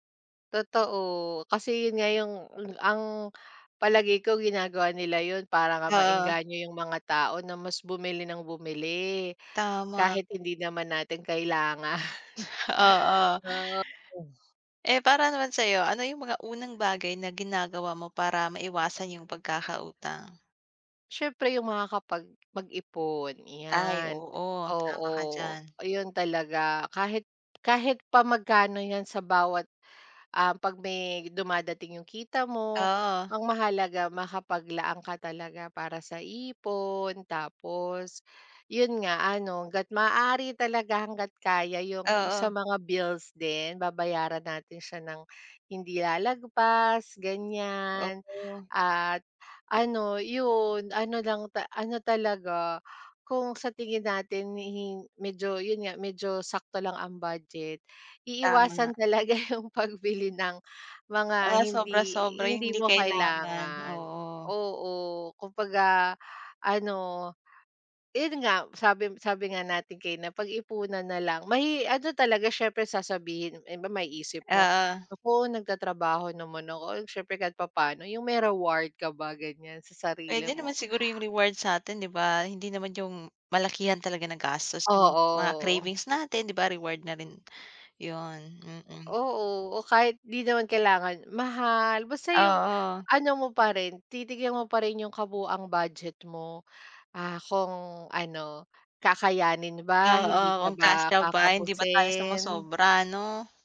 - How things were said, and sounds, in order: tapping; chuckle; laugh; laughing while speaking: "talaga yung pagbili"; other background noise
- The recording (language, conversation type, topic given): Filipino, unstructured, Ano ang mga simpleng hakbang para makaiwas sa utang?